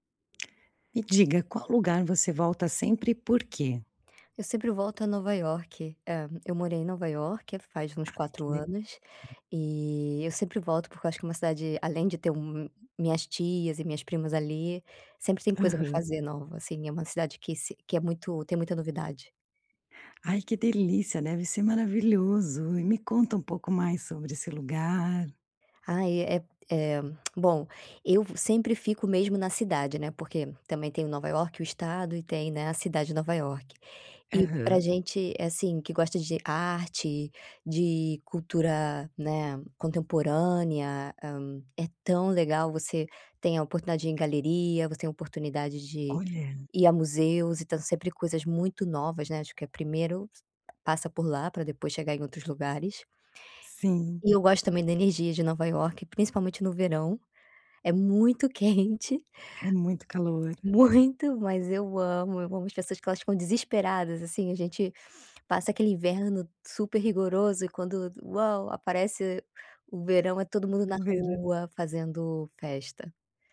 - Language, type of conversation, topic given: Portuguese, podcast, Qual lugar você sempre volta a visitar e por quê?
- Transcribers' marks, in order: tapping; unintelligible speech; lip smack